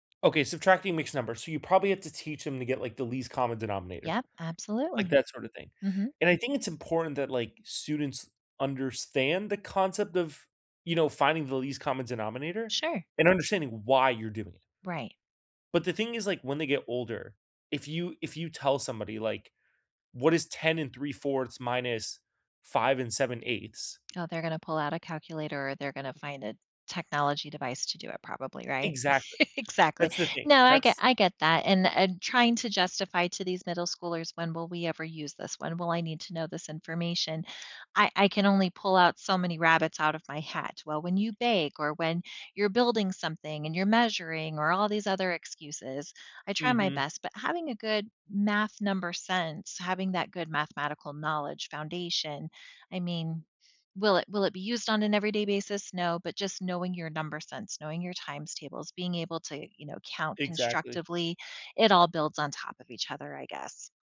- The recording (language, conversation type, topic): English, unstructured, What’s one thing you always make time for?
- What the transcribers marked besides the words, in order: other background noise; laugh; tapping